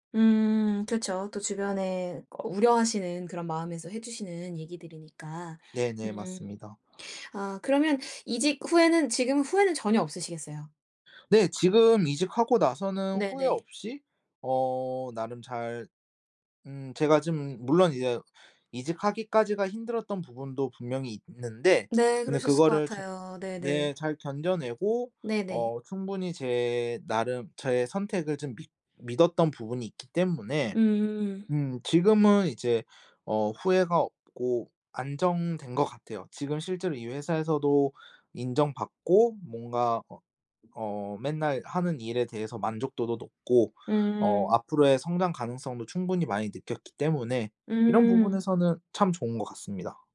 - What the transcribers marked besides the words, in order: tapping; other background noise
- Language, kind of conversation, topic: Korean, podcast, 직업을 바꾸게 된 계기가 무엇이었나요?